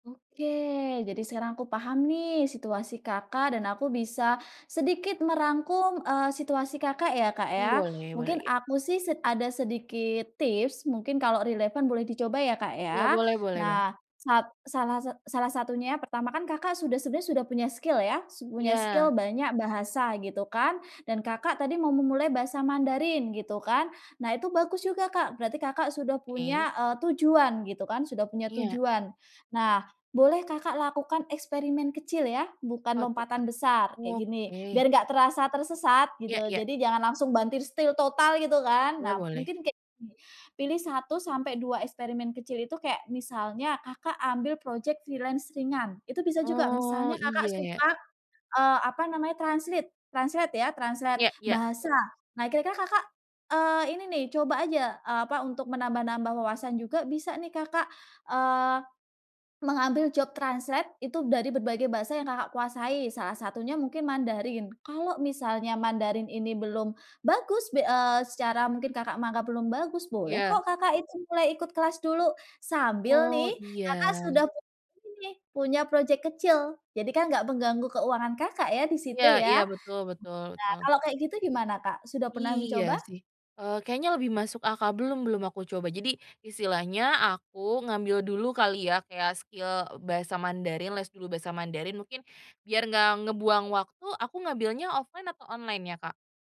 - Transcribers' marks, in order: in English: "skill"; in English: "skill"; "banting setir" said as "bantir stil"; in English: "freelance"; in English: "translate. Translate"; in English: "translate"; in English: "job translate"; in English: "skill"; in English: "offline"
- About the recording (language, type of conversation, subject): Indonesian, advice, Bagaimana cara memulai transisi karier tanpa merasa kehilangan arah?